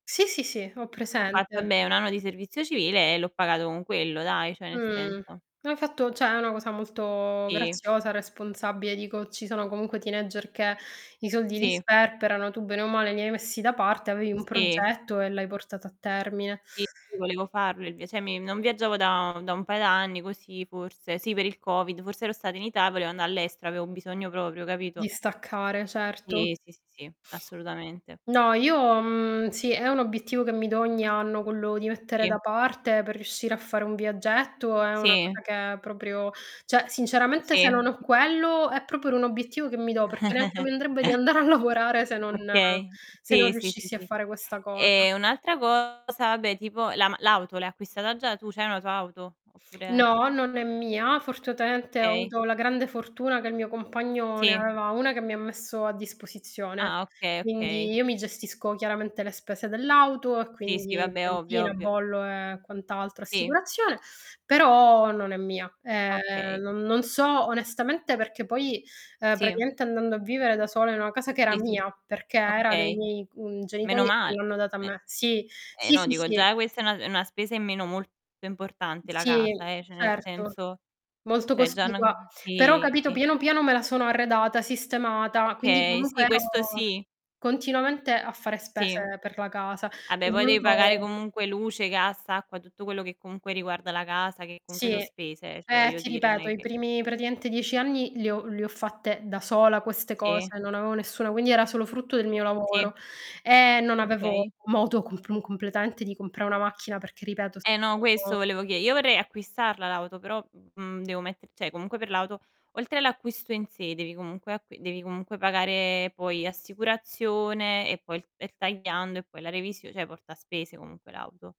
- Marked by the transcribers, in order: static; in English: "teenager"; other background noise; distorted speech; "cioè" said as "ceh"; "proprio" said as "proprior"; chuckle; laughing while speaking: "andare a lavorare"; "fortunatamente" said as "fortuatamente"; drawn out: "Eh"; other noise; "Vabbè" said as "abbe"; tapping
- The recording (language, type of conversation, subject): Italian, unstructured, Qual è stato il primo acquisto importante che hai fatto con i tuoi soldi?